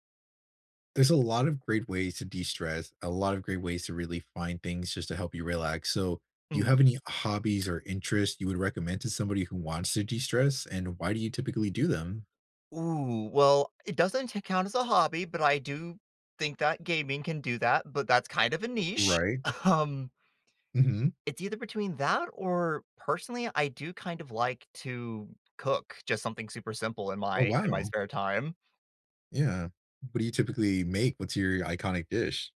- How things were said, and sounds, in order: laughing while speaking: "um"; other background noise
- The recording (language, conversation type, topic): English, unstructured, What hobby should I try to de-stress and why?
- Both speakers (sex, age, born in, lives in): male, 20-24, United States, United States; male, 20-24, United States, United States